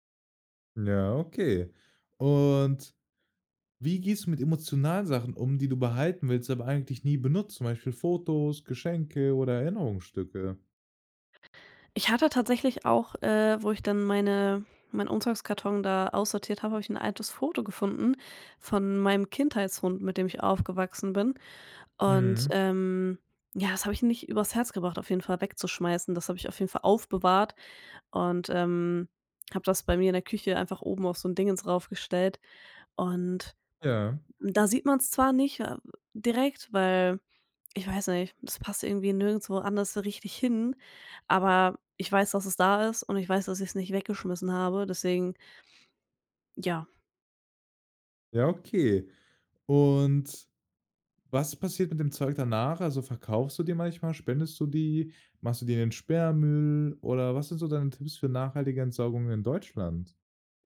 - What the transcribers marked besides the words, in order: none
- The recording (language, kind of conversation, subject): German, podcast, Wie gehst du beim Ausmisten eigentlich vor?